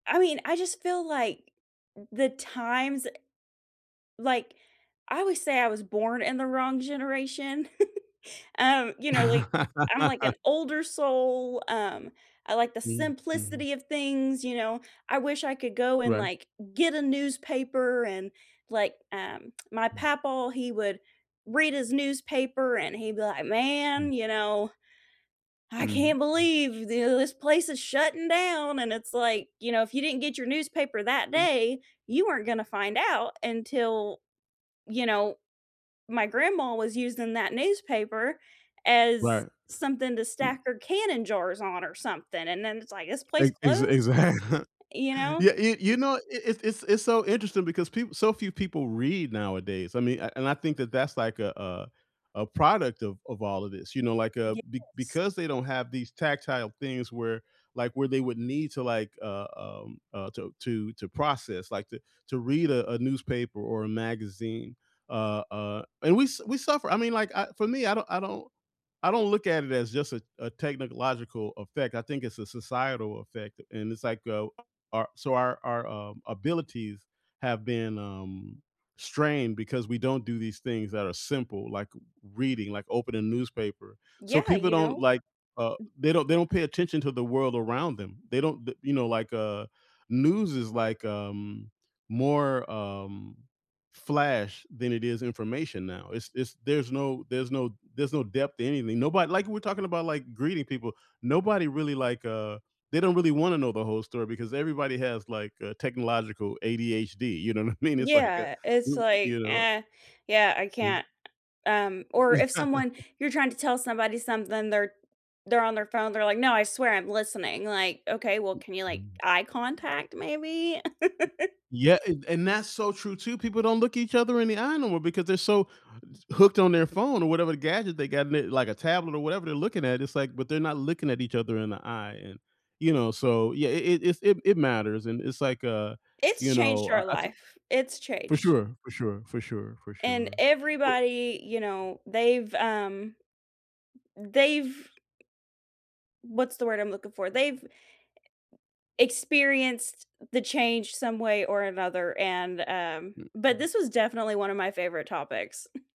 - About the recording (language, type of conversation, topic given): English, unstructured, Which gadget or app could you live without now, and how might life feel better?
- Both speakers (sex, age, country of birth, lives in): female, 25-29, United States, United States; male, 60-64, United States, United States
- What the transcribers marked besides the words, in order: giggle; laugh; lip smack; put-on voice: "Man, you know, I can't believe this place is shutting down"; other background noise; exhale; tapping; laughing while speaking: "exact"; "technological" said as "technic-logical"; other noise; laughing while speaking: "know what I mean"; chuckle; laugh; chuckle